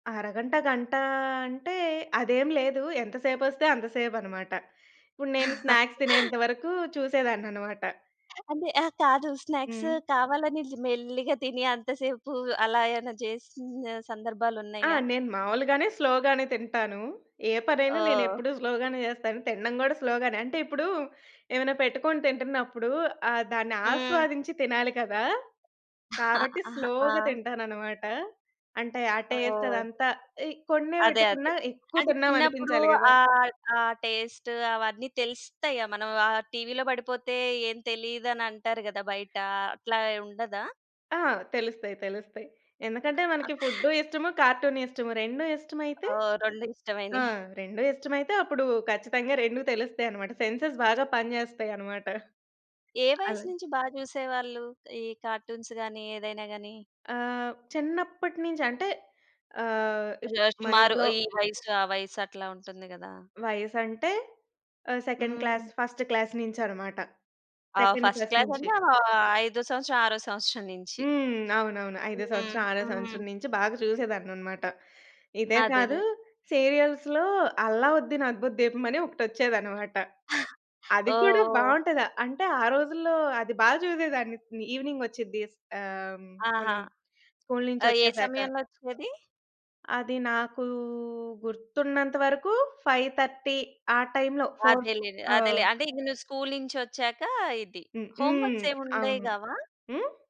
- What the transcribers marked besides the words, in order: in English: "స్నాక్స్"; chuckle; other background noise; in English: "స్లోగానే"; in English: "స్లోగానే"; in English: "స్లోగానే"; in English: "స్లోగా"; in English: "టేస్ట్"; in English: "టేస్ట్"; chuckle; in English: "సెన్సెస్"; in English: "కార్టూన్స్"; in English: "సెకండ్ క్లాస్, ఫస్ట్ క్లాస్"; in English: "సెకండ్, ఫస్ట్"; in English: "ఫస్ట్ క్లాస్"; in English: "ఈవెనింగ్"; in English: "ఫైవ్ థర్టీ"; in English: "టైమ్‌లో, ఫోర్"; in English: "హో‌మ్‌వర్క్స్"
- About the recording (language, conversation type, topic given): Telugu, podcast, మీకు చిన్నప్పటి కార్టూన్లలో ఏది వెంటనే గుర్తొస్తుంది, అది మీకు ఎందుకు ప్రత్యేకంగా అనిపిస్తుంది?